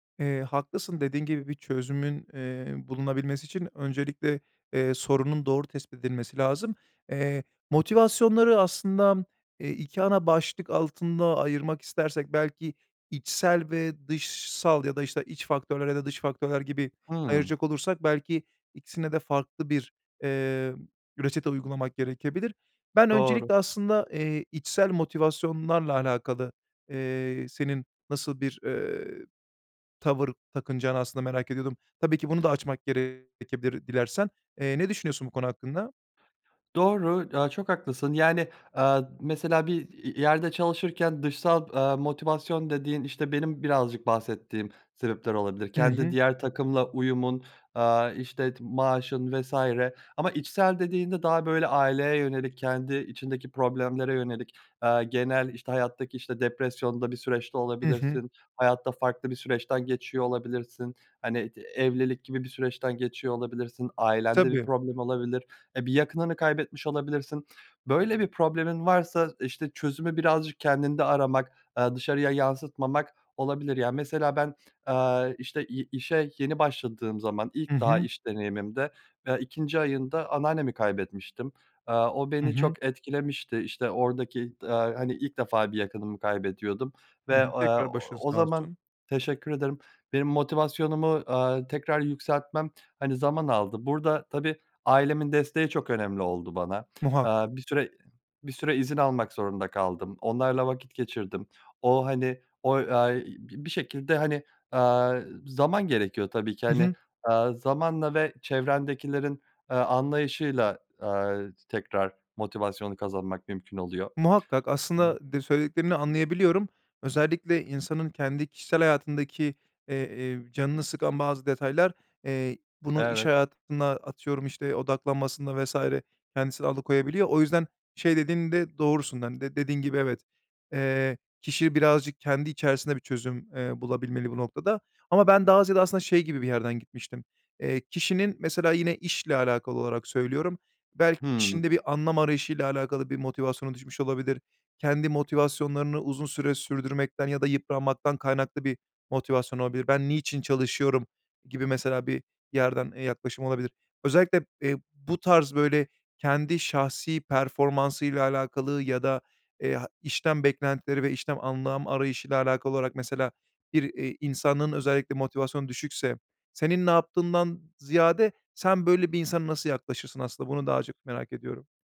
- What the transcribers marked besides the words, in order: other background noise; other noise; tapping
- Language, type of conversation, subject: Turkish, podcast, Motivasyonu düşük bir takımı nasıl canlandırırsın?